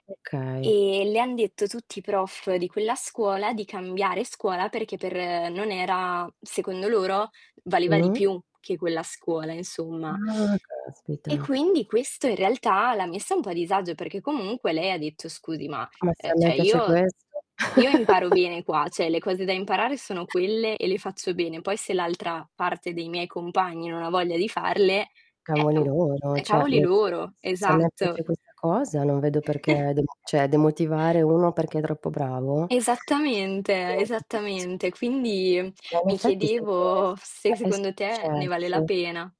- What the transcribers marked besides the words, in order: other background noise; background speech; distorted speech; tapping; "cioè" said as "ceh"; chuckle; static; "cioè" said as "ceh"; other noise; "cioè" said as "ceh"; chuckle; "cioè" said as "ceh"; unintelligible speech
- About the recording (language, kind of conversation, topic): Italian, unstructured, Che cosa ti preoccupa di più riguardo all’istruzione?